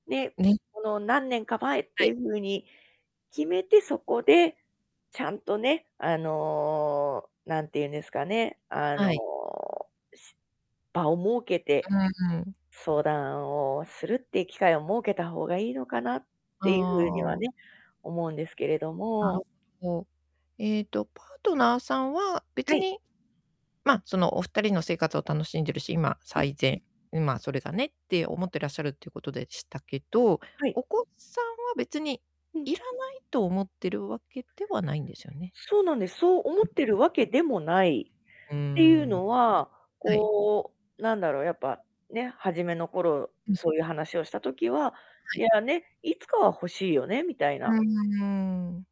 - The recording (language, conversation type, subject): Japanese, advice, 不確実な未来への恐れとどう向き合えばよいですか？
- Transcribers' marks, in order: distorted speech; other background noise